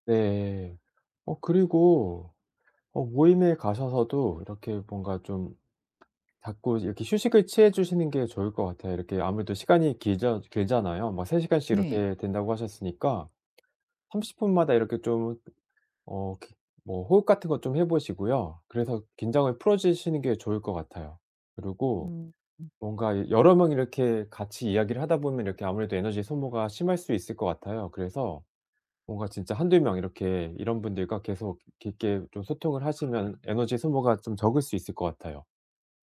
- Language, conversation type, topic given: Korean, advice, 모임에서 에너지를 잘 지키면서도 다른 사람들과 즐겁게 어울리려면 어떻게 해야 하나요?
- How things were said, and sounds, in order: tapping; distorted speech; unintelligible speech; other background noise